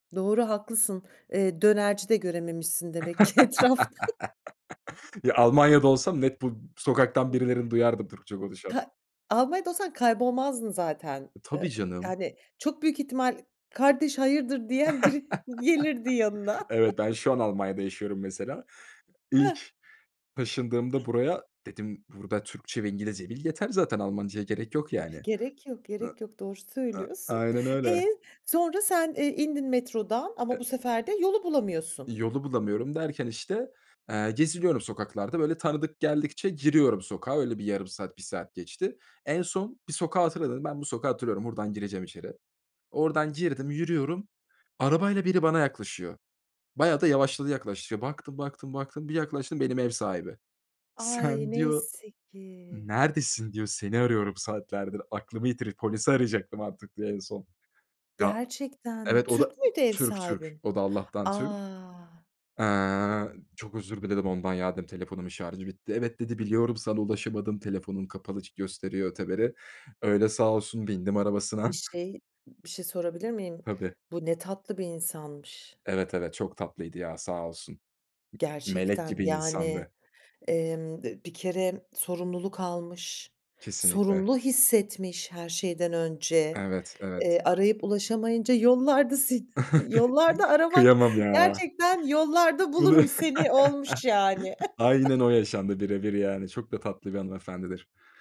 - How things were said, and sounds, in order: laugh; laughing while speaking: "ki etrafta"; other background noise; unintelligible speech; laugh; laughing while speaking: "biri gelirdi yanına"; chuckle; sad: "Ay! Neyse ki"; tapping; laughing while speaking: "yollarda seni a"; chuckle; laughing while speaking: "Ulu"; chuckle; chuckle
- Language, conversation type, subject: Turkish, podcast, Yurt dışındayken kaybolduğun bir anını anlatır mısın?